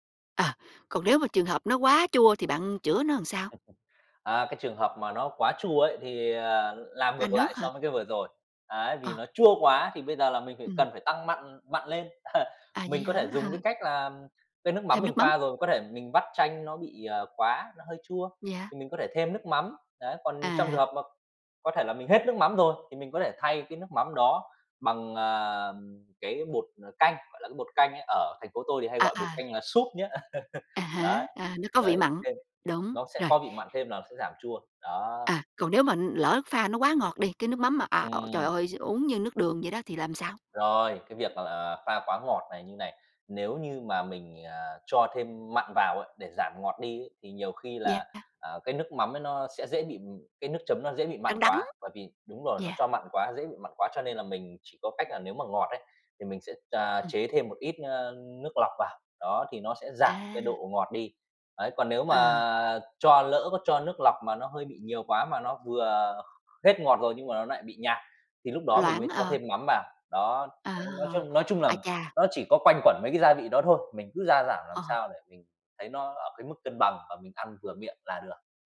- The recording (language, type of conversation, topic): Vietnamese, podcast, Bạn có bí quyết nào để pha nước chấm thật ngon không?
- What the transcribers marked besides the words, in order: laugh; tapping; laugh; other background noise; laugh